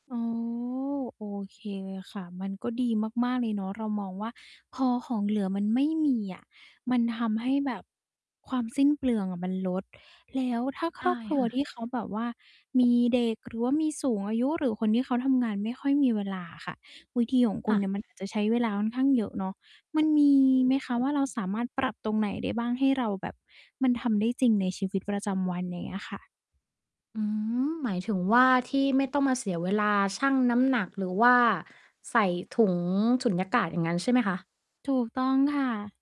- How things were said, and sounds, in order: distorted speech; static; other background noise
- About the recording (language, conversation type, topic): Thai, podcast, ช่วยแบ่งปันวิธีลดอาหารเหลือทิ้งในครัวเรือนหน่อยได้ไหม?